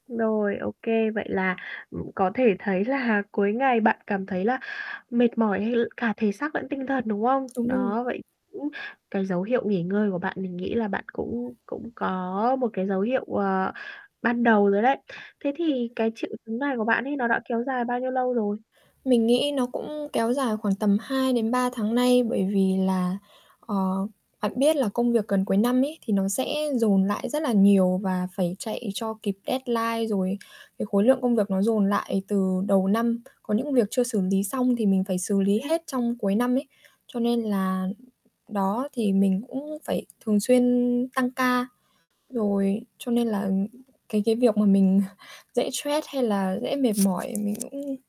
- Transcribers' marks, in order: tapping; laughing while speaking: "là"; static; other background noise; unintelligible speech; mechanical hum; in English: "deadline"; distorted speech; chuckle
- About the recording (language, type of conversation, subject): Vietnamese, advice, Làm sao biết khi nào bạn cần nghỉ ngơi nghiêm túc?